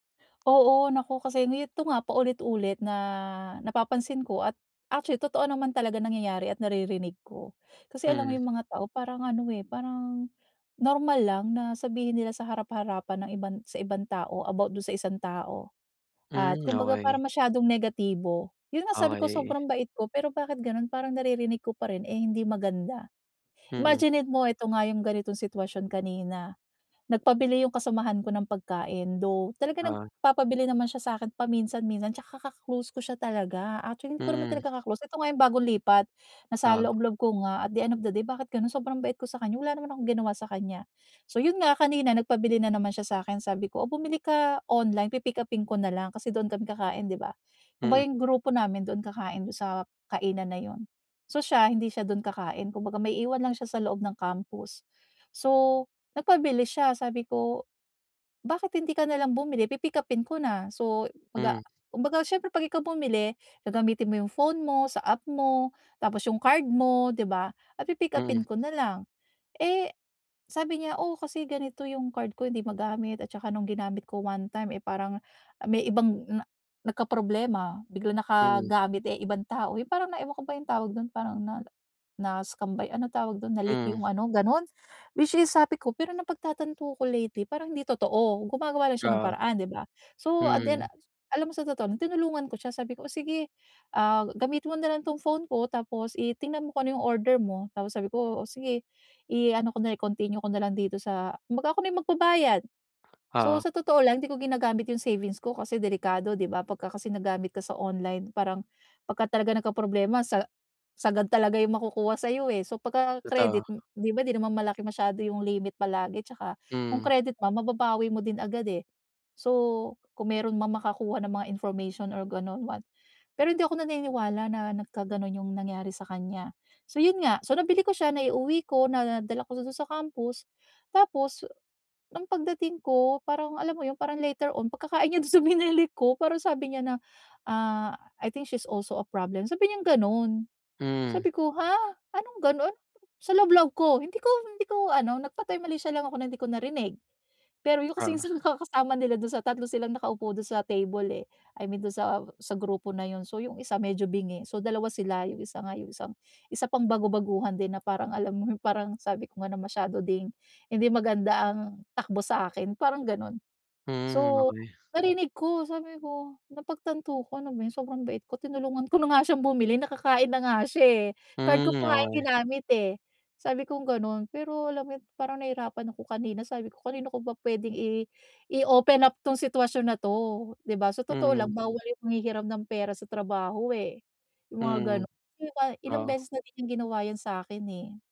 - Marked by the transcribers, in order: drawn out: "na"; other background noise; laughing while speaking: "pagkakain niya do'n sa binili ko"; laughing while speaking: "kasing isang nakakasama nila do'n sa"
- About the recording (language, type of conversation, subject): Filipino, advice, Paano ako makakahanap ng emosyonal na suporta kapag paulit-ulit ang gawi ko?